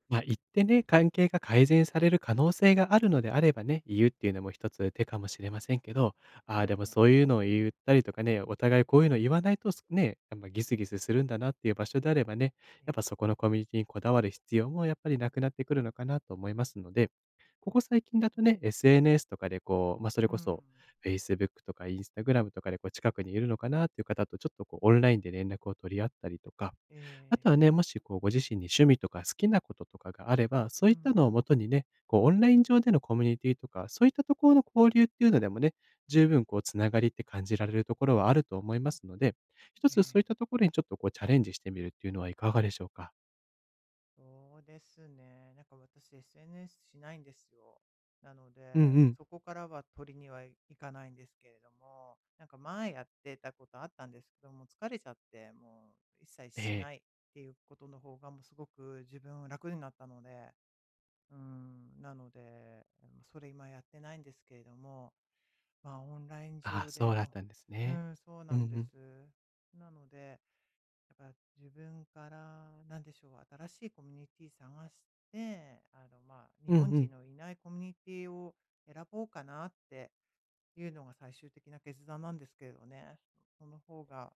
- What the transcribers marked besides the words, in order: none
- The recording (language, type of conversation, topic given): Japanese, advice, 批判されたとき、自分の価値と意見をどのように切り分けますか？